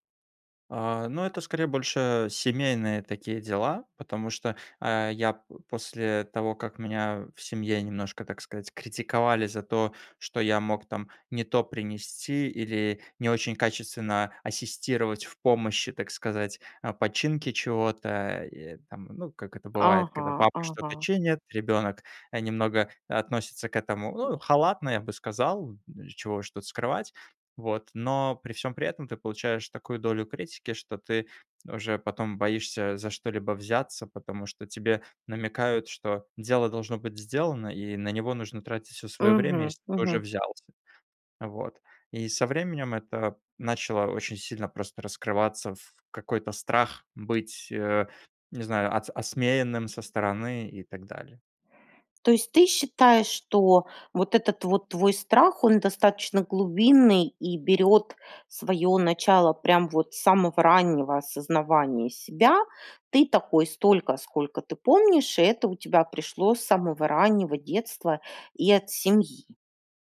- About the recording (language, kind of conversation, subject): Russian, advice, Как самокритика мешает вам начинать новые проекты?
- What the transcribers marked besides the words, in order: none